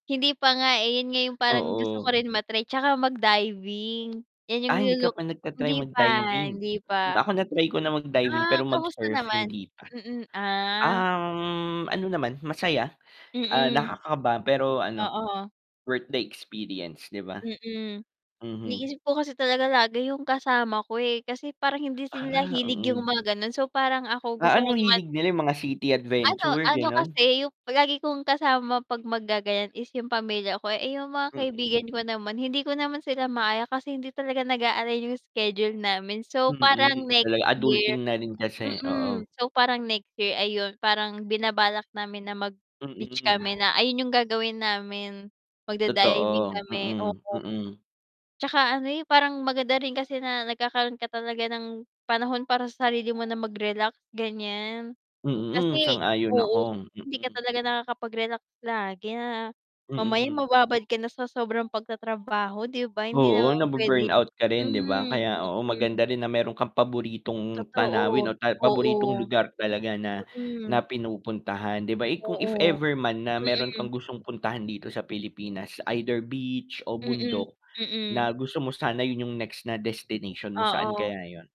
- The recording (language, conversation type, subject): Filipino, unstructured, Ano ang paborito mong tanawin sa kalikasan?
- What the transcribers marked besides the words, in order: static; tapping; other background noise; distorted speech; wind; horn